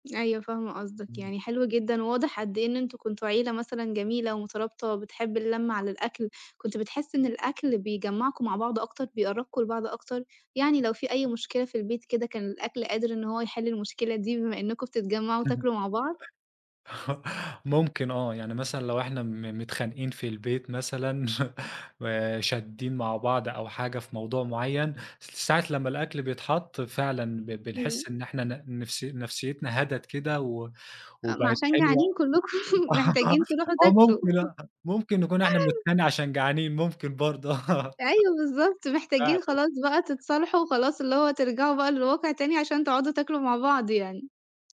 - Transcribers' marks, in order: tapping; unintelligible speech; chuckle; chuckle; chuckle; laughing while speaking: "آه"
- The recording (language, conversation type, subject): Arabic, podcast, أي وصفة بتحس إنها بتلم العيلة حوالين الطاولة؟